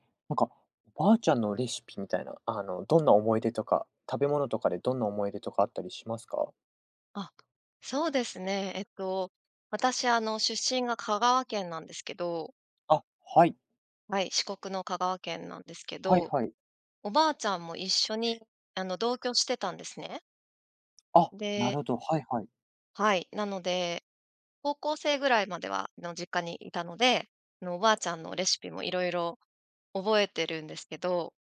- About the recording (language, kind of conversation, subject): Japanese, podcast, おばあちゃんのレシピにはどんな思い出がありますか？
- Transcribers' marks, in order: other background noise